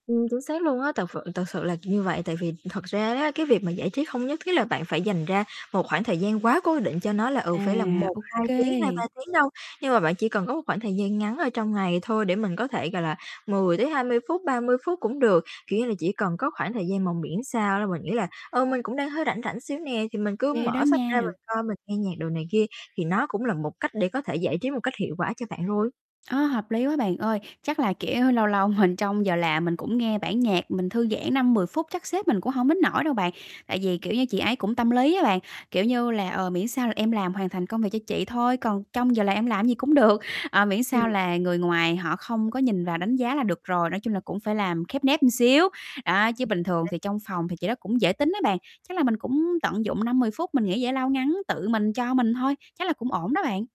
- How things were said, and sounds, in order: static; "sự" said as "phự"; tapping; distorted speech; laughing while speaking: "mình"; other background noise; laughing while speaking: "được"; "một" said as "ừn"
- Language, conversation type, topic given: Vietnamese, advice, Làm sao tôi có thể dành thời gian cho giải trí?
- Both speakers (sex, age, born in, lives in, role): female, 20-24, Vietnam, Vietnam, advisor; female, 30-34, Vietnam, Vietnam, user